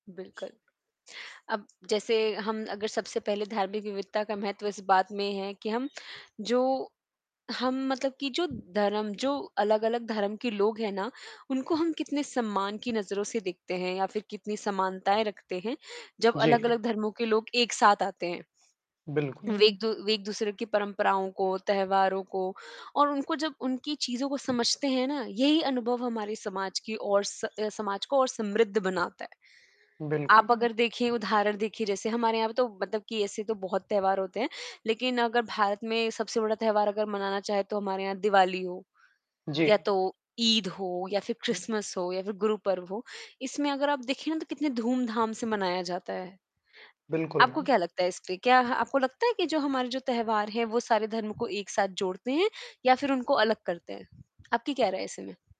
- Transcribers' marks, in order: horn; static; other background noise; distorted speech
- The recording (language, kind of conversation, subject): Hindi, unstructured, हमारे समाज में धार्मिक विविधता का क्या महत्व है?
- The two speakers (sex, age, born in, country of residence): female, 20-24, India, India; male, 25-29, India, India